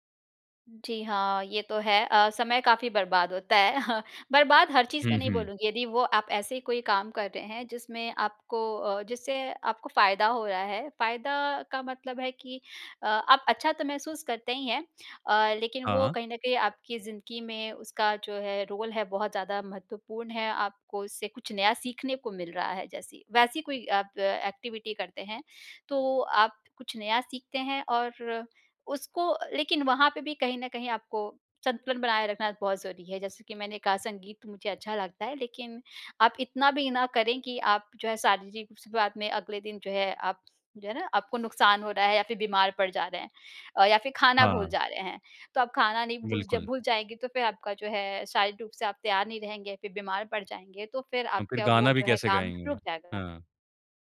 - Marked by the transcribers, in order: chuckle; in English: "रोल"; in English: "एक्टिविटी"
- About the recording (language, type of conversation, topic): Hindi, podcast, आप कैसे पहचानते हैं कि आप गहरे फ्लो में हैं?